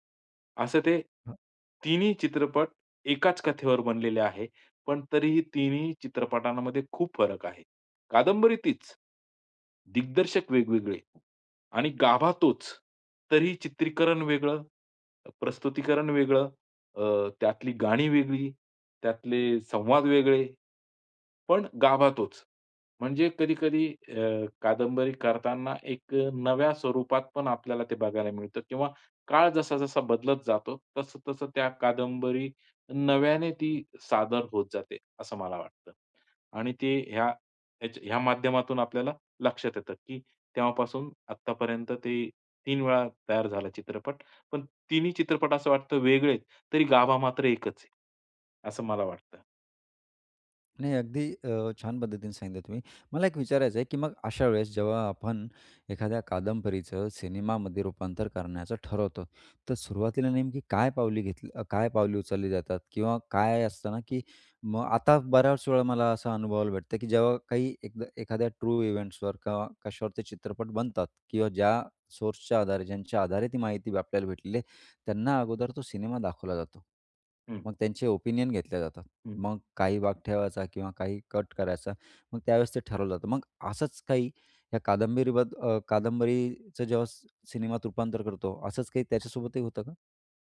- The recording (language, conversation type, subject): Marathi, podcast, पुस्तकाचे चित्रपट रूपांतर करताना सहसा काय काय गमावले जाते?
- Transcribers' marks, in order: other noise; in English: "ट्रू इव्हेंट्सवर"; in English: "ओपिनियन"